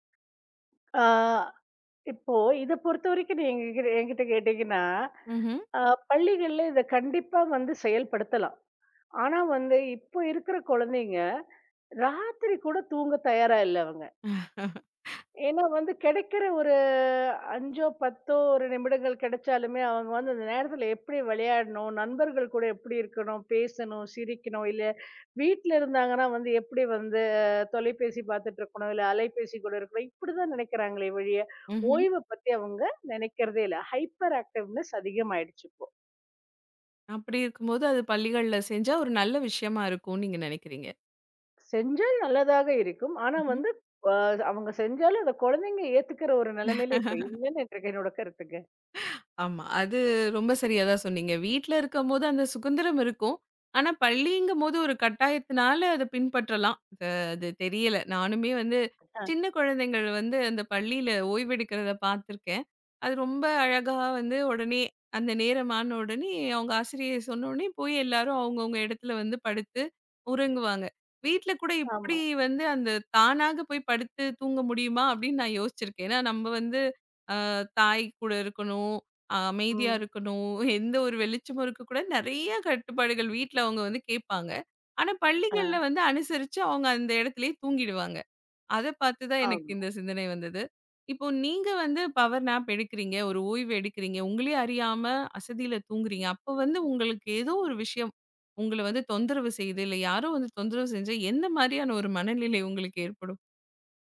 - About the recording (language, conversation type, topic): Tamil, podcast, சிறு ஓய்வுகள் எடுத்த பிறகு உங்கள் அனுபவத்தில் என்ன மாற்றங்களை கவனித்தீர்கள்?
- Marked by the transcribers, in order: laugh; in English: "ஹைபர் ஆக்டிவ்னஸ்"; laugh; laugh; "சுதந்திரம்" said as "சுகந்திரம்"; other noise; laughing while speaking: "எந்த ஒரு வெளிச்சமும்"; in English: "பவர் நாப்"